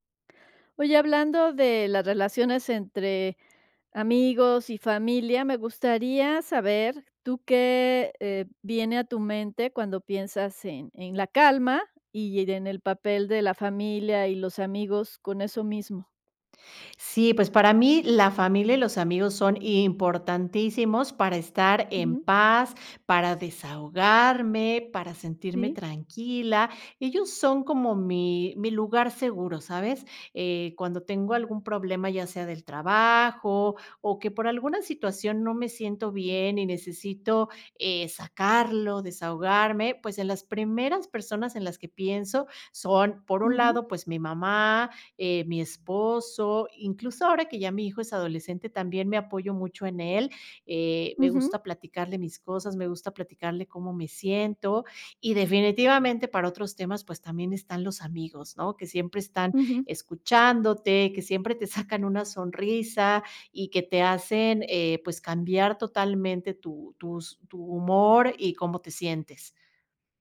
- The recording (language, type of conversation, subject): Spanish, podcast, ¿Qué rol juegan tus amigos y tu familia en tu tranquilidad?
- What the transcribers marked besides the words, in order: none